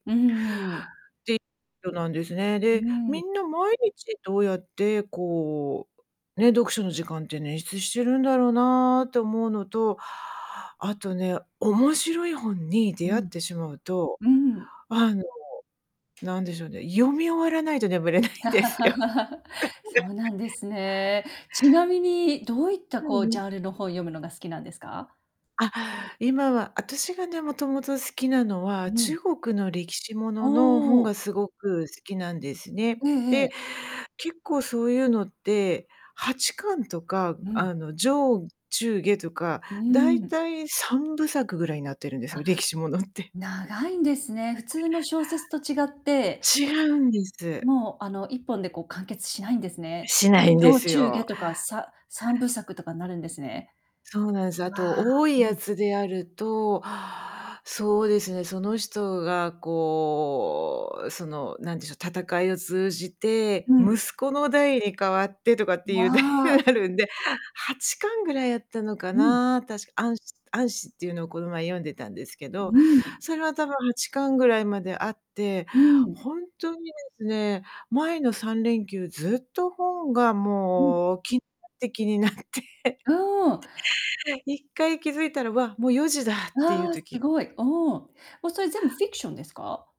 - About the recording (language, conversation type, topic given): Japanese, advice, 毎日の読書を続けられないのはなぜですか？
- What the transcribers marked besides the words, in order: distorted speech; tapping; laughing while speaking: "眠れないんですよ"; laugh; giggle; unintelligible speech; laughing while speaking: "あるんで"; laughing while speaking: "気になって"; other background noise